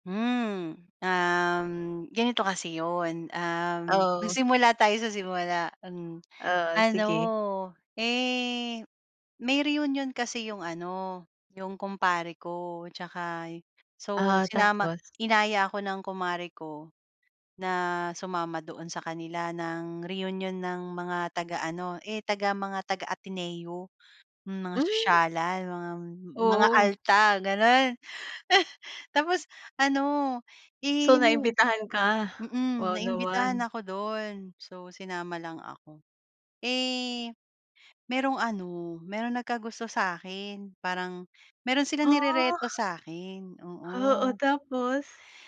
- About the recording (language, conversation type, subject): Filipino, podcast, Maaari mo bang ikuwento ang isa sa mga pinakatumatak mong biyahe?
- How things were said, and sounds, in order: laugh